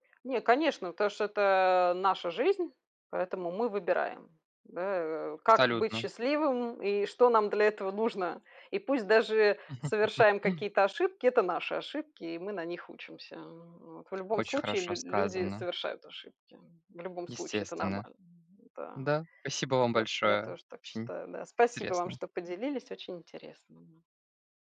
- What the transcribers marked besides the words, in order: laugh
- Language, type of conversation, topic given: Russian, unstructured, Что делает вас счастливым в том, кем вы являетесь?
- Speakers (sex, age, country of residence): female, 45-49, Spain; male, 20-24, Germany